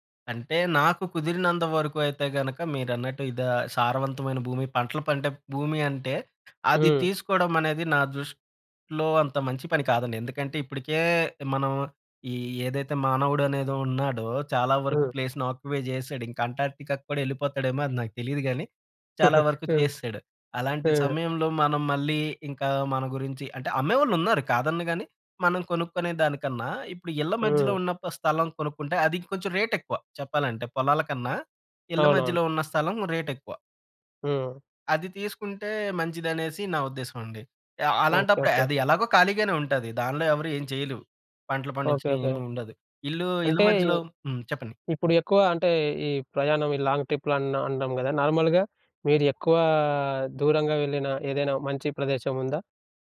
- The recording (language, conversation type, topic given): Telugu, podcast, ప్రయాణాలు, కొత్త అనుభవాల కోసం ఖర్చు చేయడమా లేదా ఆస్తి పెంపుకు ఖర్చు చేయడమా—మీకు ఏది ఎక్కువ ముఖ్యమైంది?
- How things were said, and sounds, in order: in English: "ప్లేస్‌ని ఆక్యుపై"; in English: "అంటార్క్‌టికా"; giggle; in English: "రేట్"; in English: "రేట్"; in English: "లాంగ్"; in English: "నార్మల్‌గా"